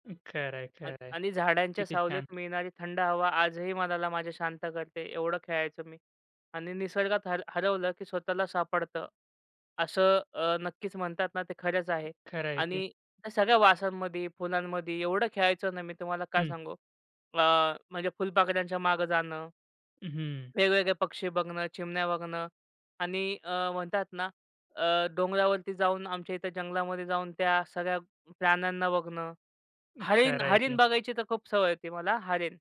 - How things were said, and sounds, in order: other background noise; tapping; unintelligible speech
- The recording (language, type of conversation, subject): Marathi, podcast, तुम्ही लहानपणी घराबाहेर निसर्गात कोणते खेळ खेळायचात?